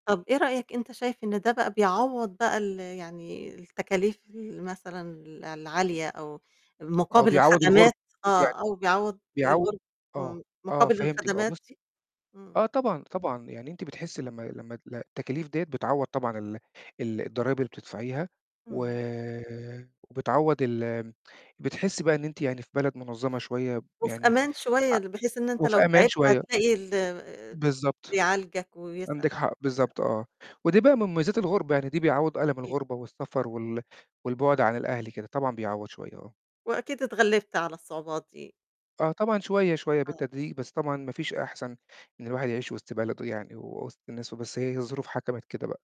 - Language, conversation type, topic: Arabic, podcast, إمتى أخدت قرار جريء وغيّر مسار حياتك؟
- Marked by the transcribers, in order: distorted speech; unintelligible speech